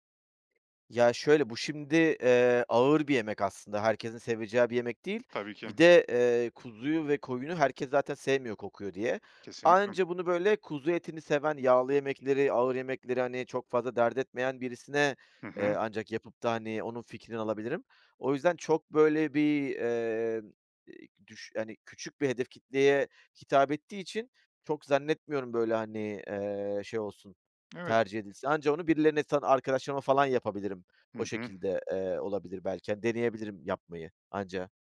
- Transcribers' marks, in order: tapping; other background noise
- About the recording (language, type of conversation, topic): Turkish, podcast, Ailenin aktardığı bir yemek tarifi var mı?